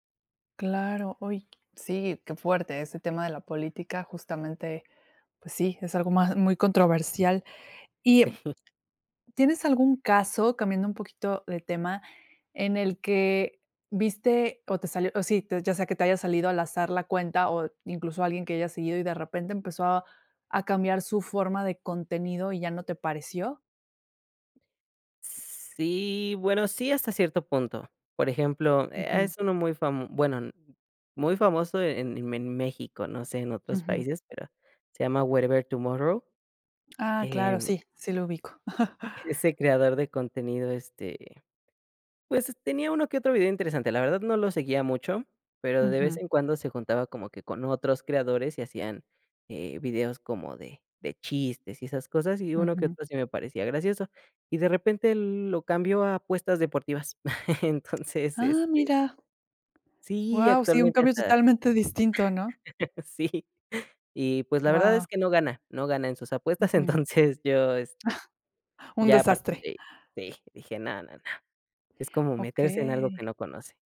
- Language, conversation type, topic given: Spanish, podcast, ¿Cómo ves el impacto de los creadores de contenido en la cultura popular?
- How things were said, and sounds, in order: laughing while speaking: "Sí"; tapping; chuckle; chuckle; chuckle; laughing while speaking: "distinto"; laughing while speaking: "entonces"; chuckle